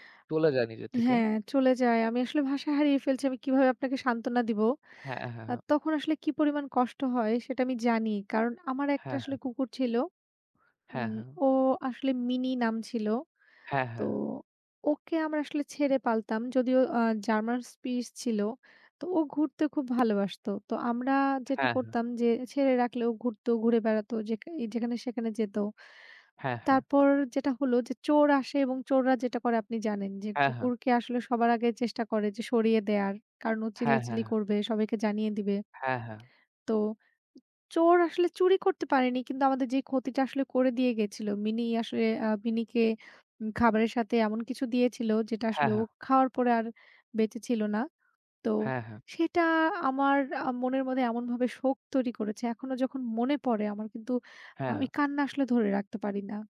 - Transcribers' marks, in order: none
- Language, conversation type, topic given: Bengali, unstructured, শোককে কীভাবে ধীরে ধীরে ভালো স্মৃতিতে রূপান্তর করা যায়?